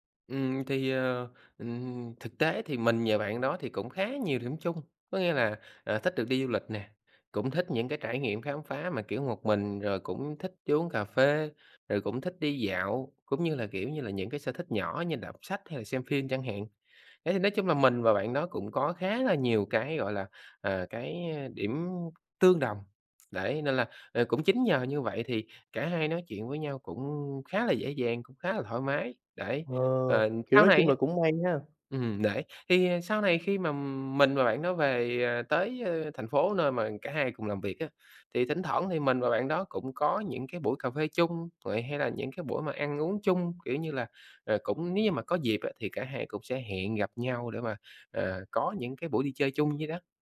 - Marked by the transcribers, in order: other background noise
- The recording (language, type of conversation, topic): Vietnamese, podcast, Bạn có thể kể về một chuyến đi mà trong đó bạn đã kết bạn với một người lạ không?